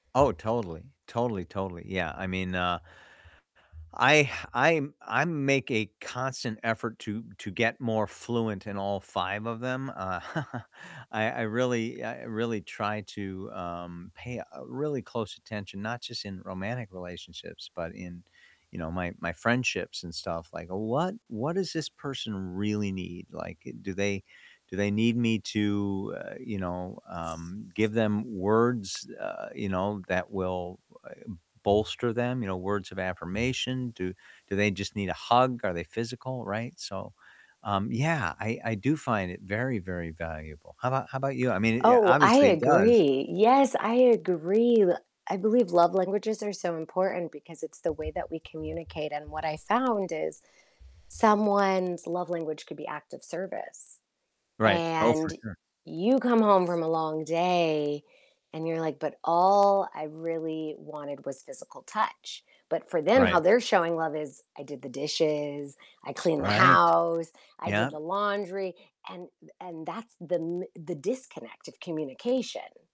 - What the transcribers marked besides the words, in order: other background noise; chuckle; tapping; static; distorted speech
- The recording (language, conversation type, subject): English, unstructured, How can you show love in ways that truly match what the other person needs?